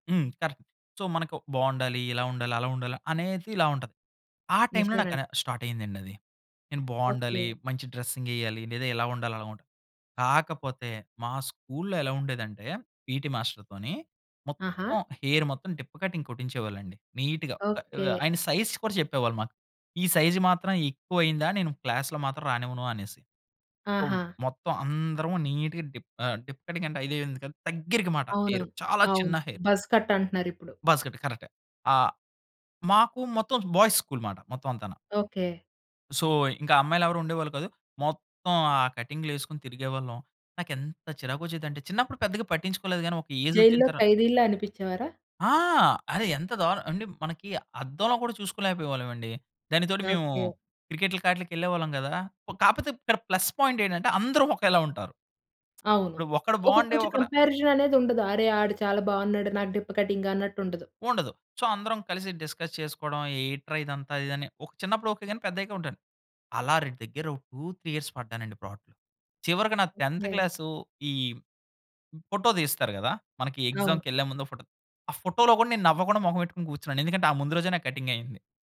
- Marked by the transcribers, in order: in English: "కరెక్ట్. సో"; in English: "స్టార్ట్"; in English: "స్కూల్‌లో"; in English: "పీటీ మాస్టర్"; in English: "హెయిర్"; in English: "కటింగ్"; in English: "నీట్‌గా"; in English: "సైజ్"; in English: "సైజ్"; in English: "క్లాస్‌లో"; in English: "సో"; in English: "నీట్‌గా"; in English: "కటింగ్"; in English: "హెయిర్"; in English: "హెయిర్"; in English: "బస్ కట్"; in English: "బాస్కెట్. కరెక్టే"; in English: "బాయ్స్ స్కూల్"; in English: "సో"; in English: "కటింగ్‌లు"; in English: "ఏజ్"; in English: "క్రికెట్‌లకి"; in English: "ప్లస్"; other background noise; in English: "కంపారిజన్"; in English: "కటింగ్"; in English: "సో"; in English: "డిస్కస్"; in English: "రెడ్"; in English: "టూ త్రీ ఇయర్స్"; in English: "టెంత్ క్లాస్"; in English: "ఫోటో"; in English: "ఎక్సామ్‌కి"; in English: "ఫోటో"; in English: "ఫోటోలో"; in English: "కటింగ్"
- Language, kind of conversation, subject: Telugu, podcast, స్టైల్‌లో మార్పు చేసుకున్న తర్వాత మీ ఆత్మవిశ్వాసం పెరిగిన అనుభవాన్ని మీరు చెప్పగలరా?